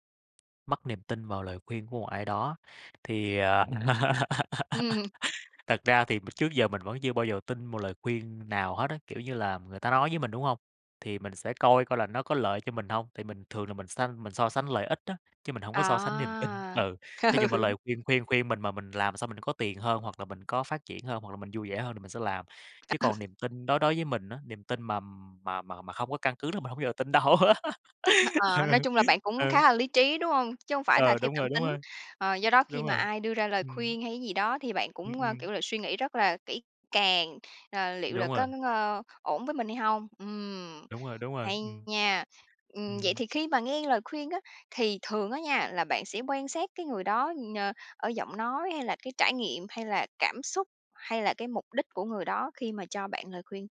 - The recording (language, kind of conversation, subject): Vietnamese, podcast, Bạn xử lý mâu thuẫn giữa linh cảm và lời khuyên của người khác như thế nào?
- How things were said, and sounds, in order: tapping; laugh; laughing while speaking: "Ừm"; laughing while speaking: "niềm tin"; laughing while speaking: "ừ"; laughing while speaking: "Ừ"; laugh; laughing while speaking: "Ừ, ừ"; unintelligible speech